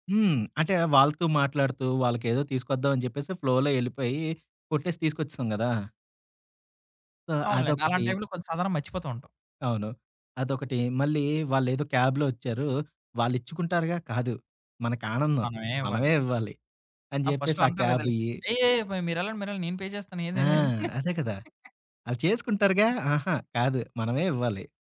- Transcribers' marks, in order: in English: "ఫ్లోలో"; in English: "సో"; in English: "క్యాబ్‌లో"; in English: "ఫస్ట్"; in English: "పే"; chuckle; other background noise
- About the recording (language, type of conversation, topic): Telugu, podcast, పేపర్లు, బిల్లులు, రశీదులను మీరు ఎలా క్రమబద్ధం చేస్తారు?